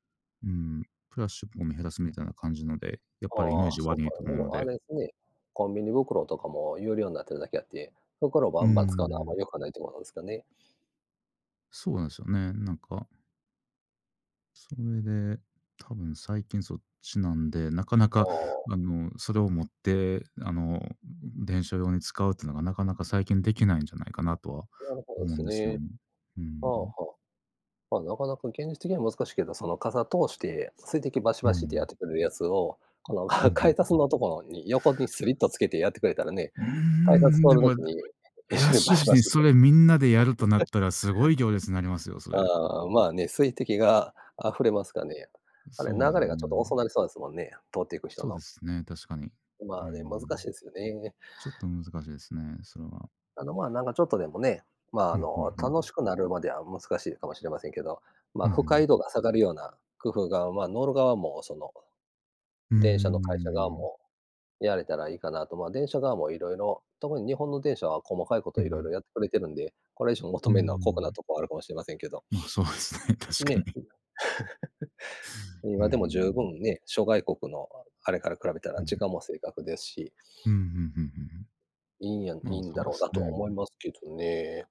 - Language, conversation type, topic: Japanese, unstructured, 電車やバスの混雑でイライラしたことはありますか？
- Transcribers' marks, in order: laughing while speaking: "か 改札のところに"; laughing while speaking: "一緒にバシバシっと"; laugh; laughing while speaking: "そうですね、確かに"; unintelligible speech; laugh